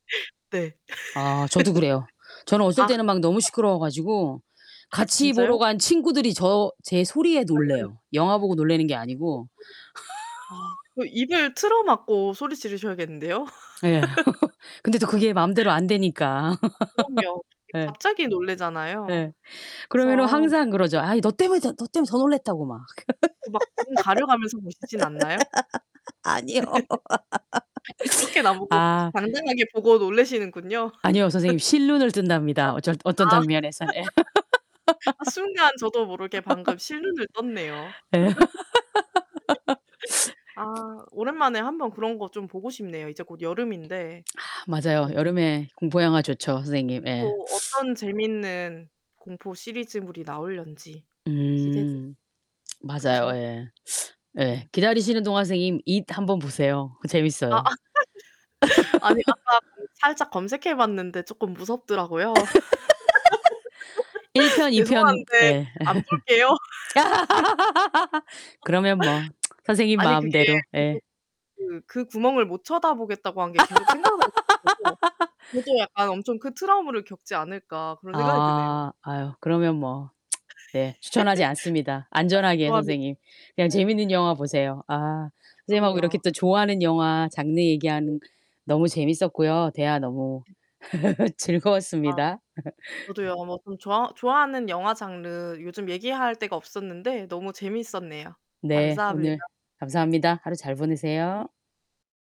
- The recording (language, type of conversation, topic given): Korean, unstructured, 가장 좋아하는 영화 장르는 무엇인가요?
- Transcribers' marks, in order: tapping; laugh; unintelligible speech; distorted speech; unintelligible speech; laugh; laugh; laugh; laugh; other background noise; laugh; laughing while speaking: "아니요"; laugh; laugh; laugh; other noise; teeth sucking; lip smack; teeth sucking; laugh; laugh; laugh; tsk; laugh; tsk; laugh; laugh